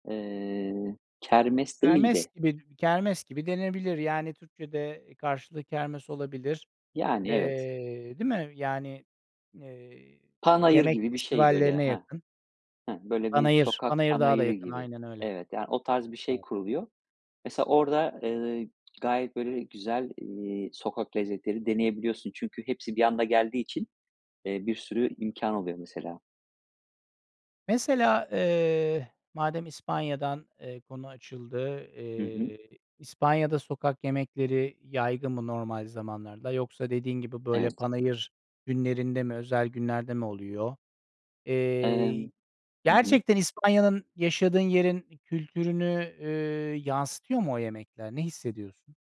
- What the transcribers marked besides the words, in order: tapping; other background noise; unintelligible speech
- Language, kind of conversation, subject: Turkish, podcast, Sokak yemekleri bir şehrin kimliğini nasıl anlatır?